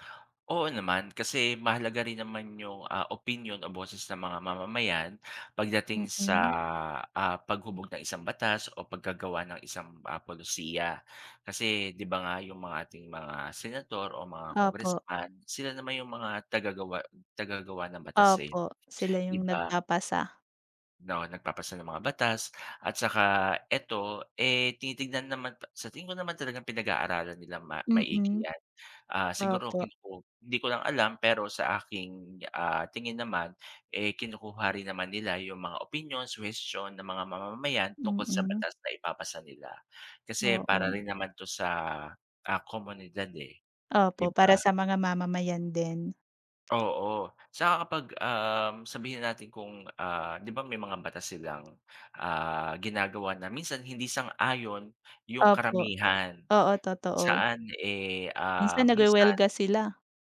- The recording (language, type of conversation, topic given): Filipino, unstructured, Bakit mahalaga ang pakikilahok ng mamamayan sa pamahalaan?
- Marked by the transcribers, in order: other background noise; tapping